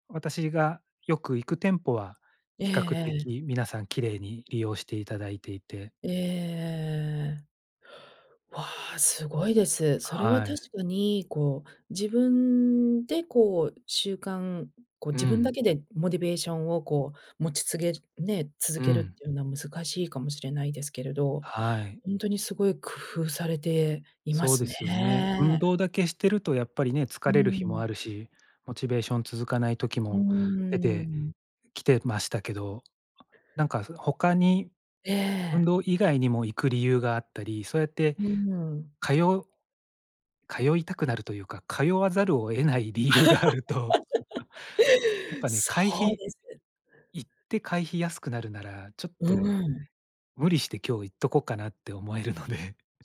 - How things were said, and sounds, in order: tapping; other background noise; laughing while speaking: "理由があると"; laugh; laughing while speaking: "思えるので"; laugh
- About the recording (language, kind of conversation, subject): Japanese, podcast, 運動習慣はどうやって続けていますか？
- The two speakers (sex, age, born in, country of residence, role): female, 50-54, Japan, United States, host; male, 45-49, Japan, Japan, guest